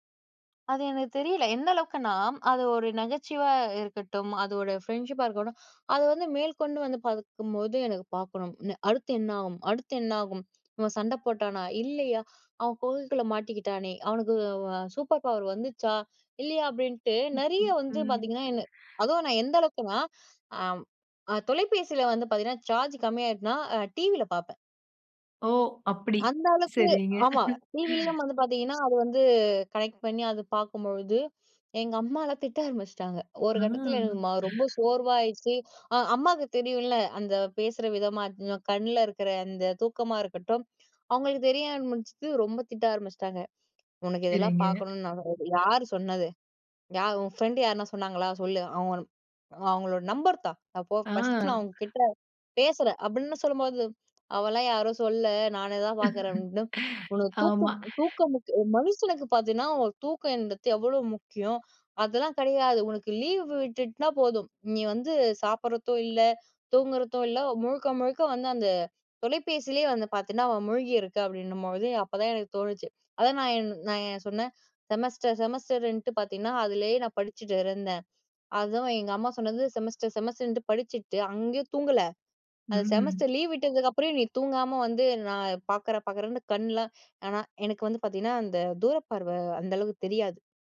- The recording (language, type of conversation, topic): Tamil, podcast, விட வேண்டிய பழக்கத்தை எப்படி நிறுத்தினீர்கள்?
- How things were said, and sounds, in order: other noise; "அளவுக்கு" said as "அளக்கு"; chuckle; chuckle; unintelligible speech; chuckle